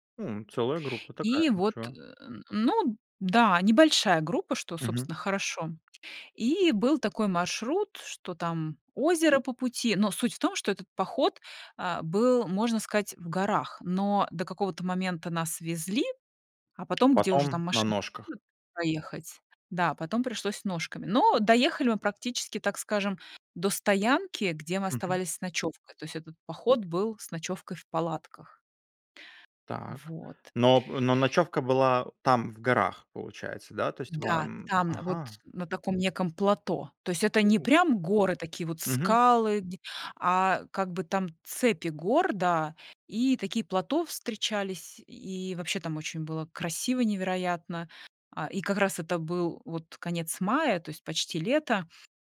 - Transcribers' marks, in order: grunt; other background noise; tapping; unintelligible speech
- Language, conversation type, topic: Russian, podcast, Какой поход на природу запомнился тебе больше всего?